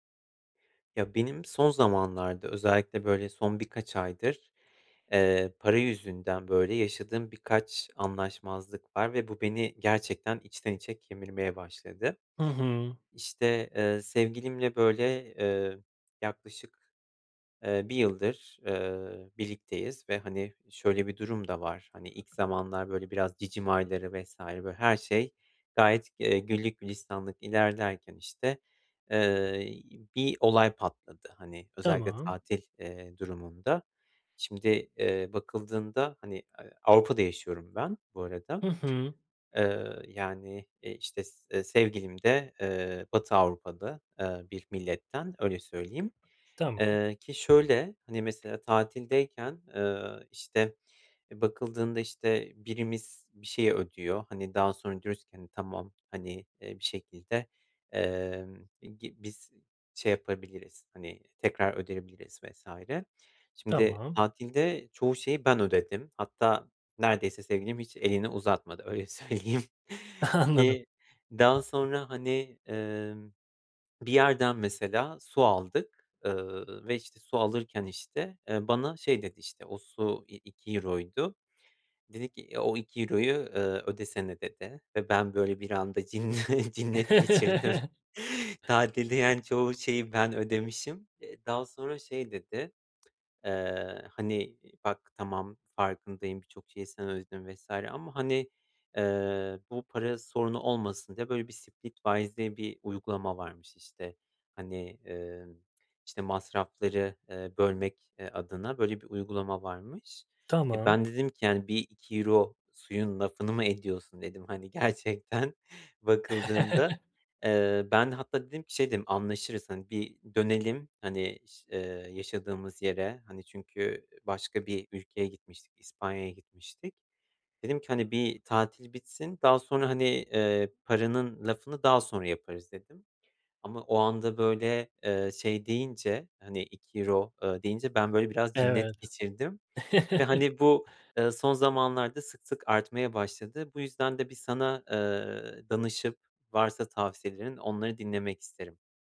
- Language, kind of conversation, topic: Turkish, advice, Para ve finansal anlaşmazlıklar
- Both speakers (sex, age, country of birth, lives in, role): male, 30-34, Turkey, Poland, user; male, 30-34, Turkey, Sweden, advisor
- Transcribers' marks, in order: other background noise; tapping; laughing while speaking: "söyleyeyim"; laughing while speaking: "Anladım"; laughing while speaking: "cinne cinnet geçirdim"; chuckle; laughing while speaking: "gerçekten"; chuckle; chuckle